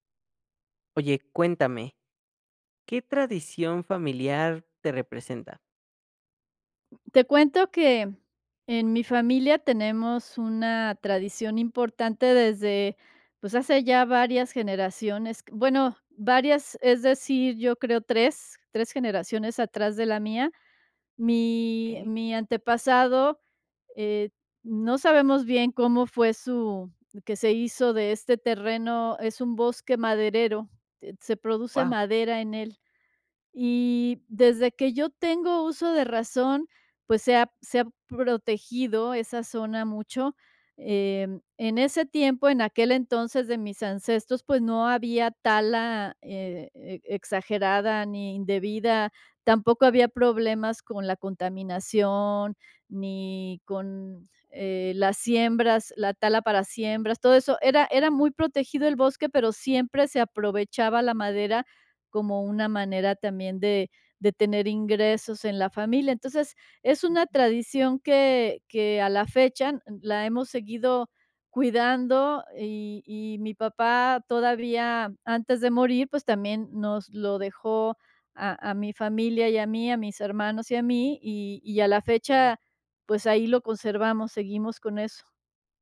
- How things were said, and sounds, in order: other background noise
- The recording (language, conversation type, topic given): Spanish, podcast, ¿Qué tradición familiar sientes que más te representa?